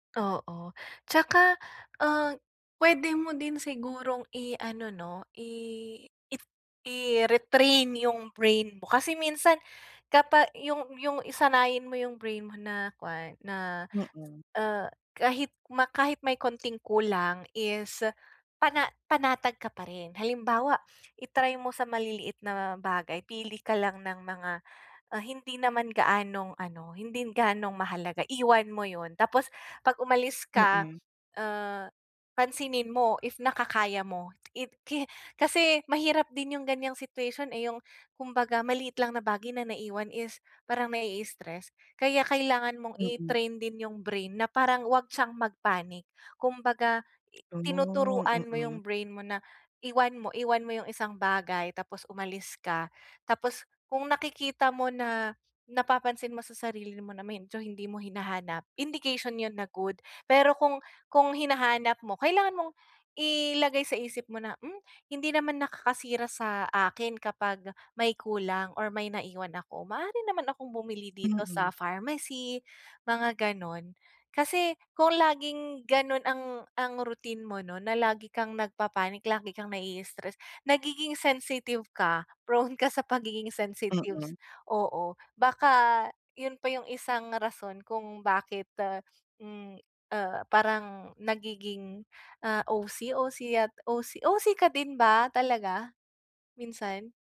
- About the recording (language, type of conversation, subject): Filipino, advice, Paano ko mapapanatili ang pag-aalaga sa sarili at mababawasan ang stress habang naglalakbay?
- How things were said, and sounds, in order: none